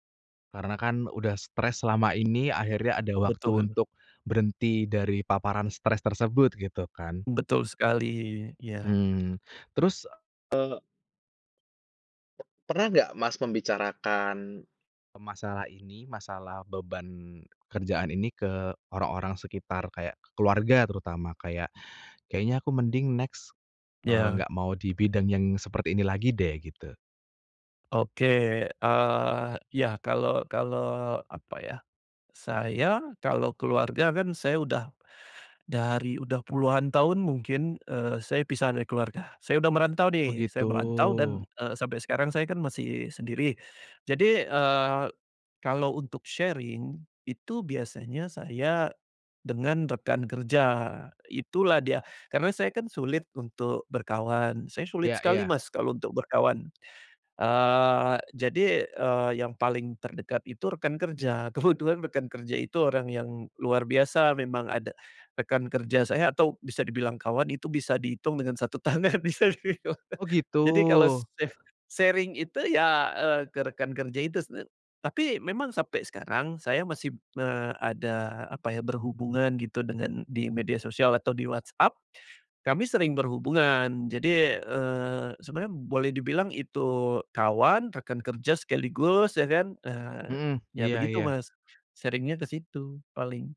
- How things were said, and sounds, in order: other background noise; in English: "next"; in English: "sharing"; laughing while speaking: "kebetulan"; laughing while speaking: "tangan di sini, Mas"; in English: "sharing"; in English: "sharing-nya"
- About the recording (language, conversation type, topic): Indonesian, podcast, Bagaimana cara menyeimbangkan pekerjaan dan kehidupan pribadi?